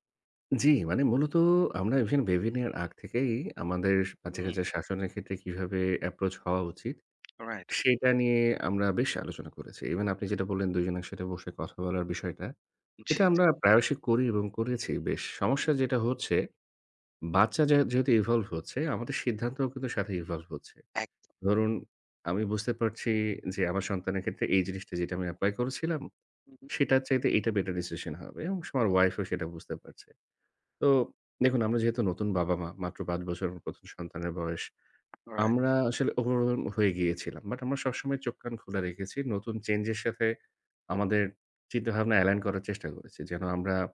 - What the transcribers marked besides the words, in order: tapping; "একদম" said as "একদো"; in English: "overwhelmed"; in English: "align"
- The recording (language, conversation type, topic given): Bengali, advice, সন্তানদের শাস্তি নিয়ে পিতামাতার মধ্যে মতবিরোধ হলে কীভাবে সমাধান করবেন?